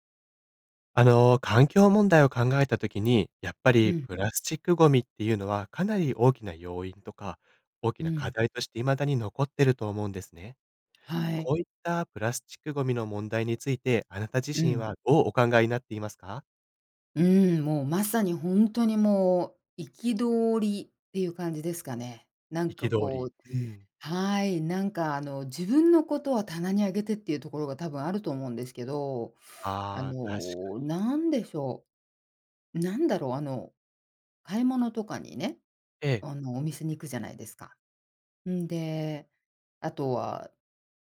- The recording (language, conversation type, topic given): Japanese, podcast, プラスチックごみの問題について、あなたはどう考えますか？
- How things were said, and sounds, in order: none